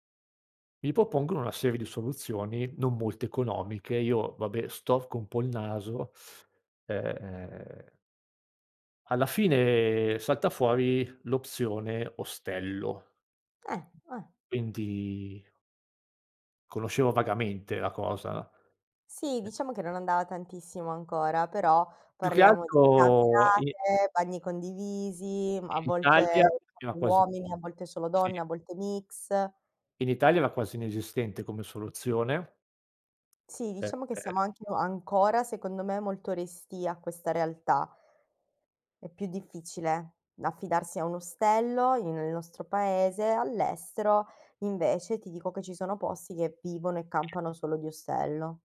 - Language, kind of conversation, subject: Italian, podcast, Qual è una scelta che ti ha cambiato la vita?
- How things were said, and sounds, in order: other background noise; other noise